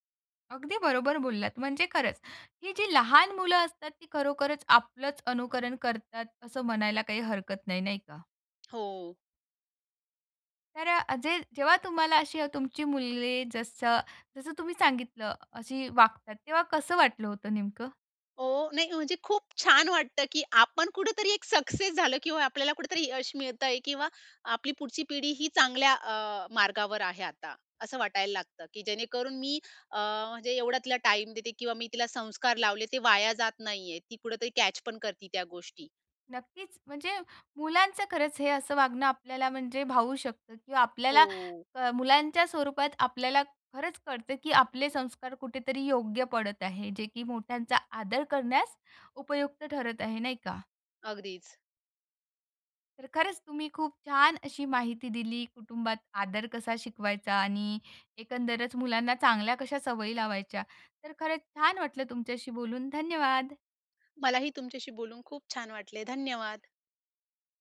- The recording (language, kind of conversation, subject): Marathi, podcast, तुमच्या कुटुंबात आदर कसा शिकवतात?
- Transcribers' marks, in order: tapping; in English: "कॅच"; other background noise